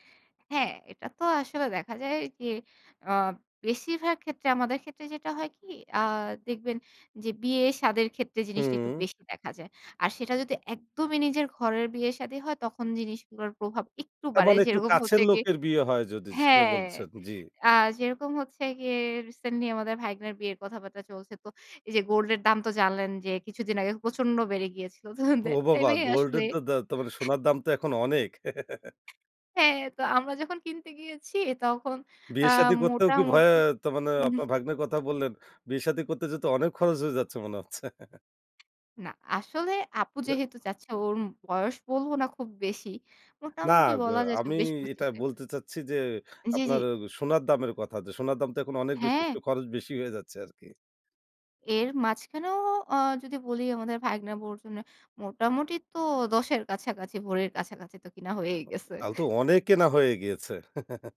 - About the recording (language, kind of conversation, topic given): Bengali, podcast, আপনি কীভাবে আপনার পোশাকের মাধ্যমে নিজের ব্যক্তিত্বকে ফুটিয়ে তোলেন?
- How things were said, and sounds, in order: laughing while speaking: "তো দ্যাট টাইমে"; unintelligible speech; chuckle; other background noise; laughing while speaking: "হুম"; chuckle; laughing while speaking: "গেছে"; chuckle